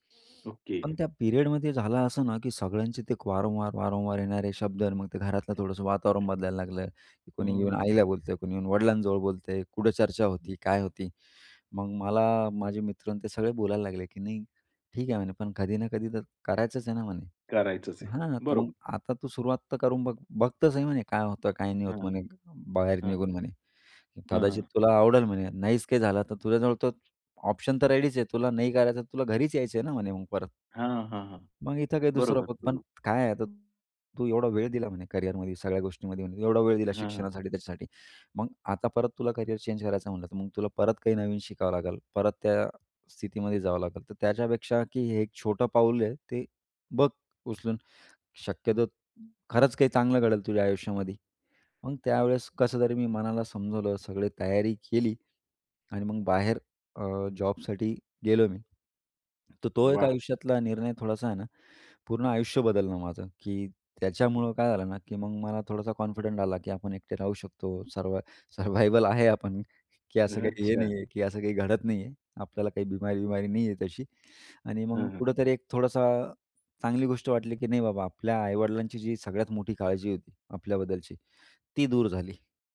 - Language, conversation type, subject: Marathi, podcast, तुमच्या आयुष्यातला सर्वात मोठा बदल कधी आणि कसा झाला?
- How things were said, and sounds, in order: in English: "पिरियडमध्ये"; tapping; other background noise; in English: "रेडीच"; in English: "चेंज"; in English: "कॉन्फिडंट"; laughing while speaking: "सरवायवल आहे. आपण की असं काही, हे नाही आहे"; in English: "सरवायवल"; "थोडीशी" said as "थोडासा"